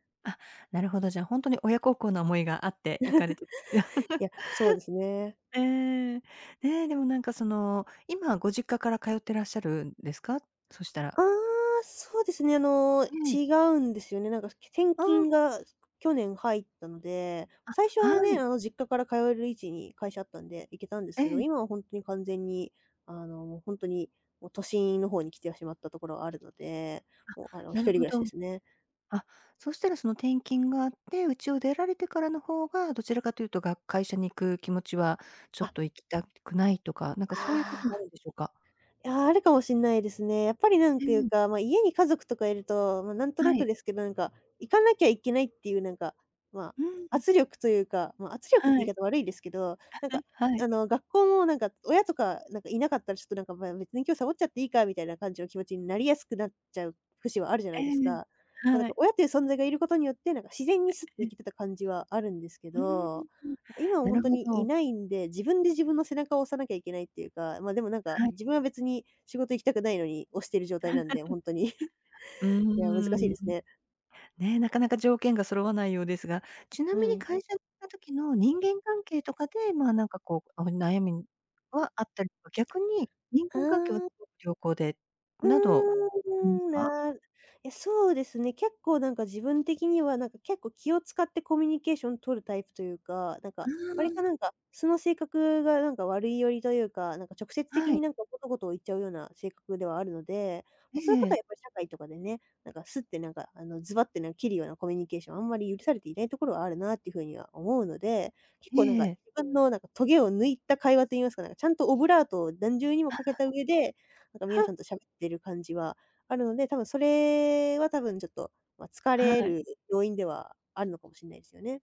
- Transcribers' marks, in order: chuckle; chuckle; other background noise; chuckle; chuckle
- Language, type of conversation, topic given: Japanese, advice, 仕事に行きたくない日が続くのに、理由がわからないのはなぜでしょうか？